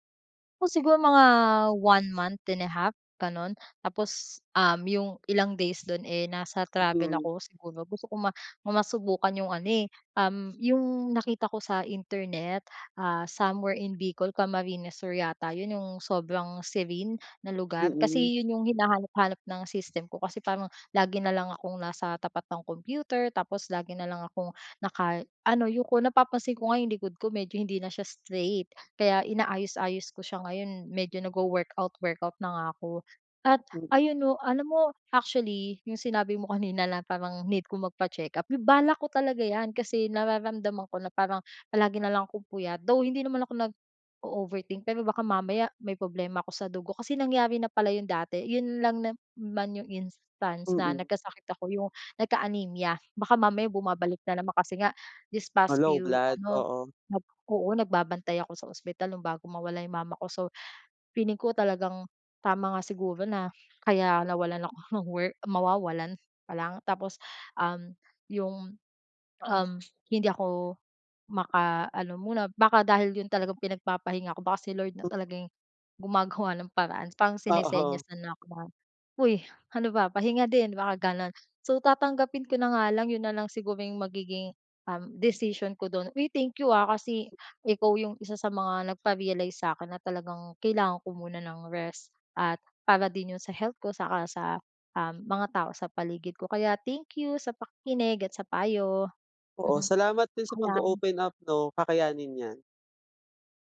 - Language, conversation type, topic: Filipino, advice, Paano ko tatanggapin ang aking mga limitasyon at matutong magpahinga?
- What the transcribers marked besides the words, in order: in English: "serene"; tapping; other background noise; chuckle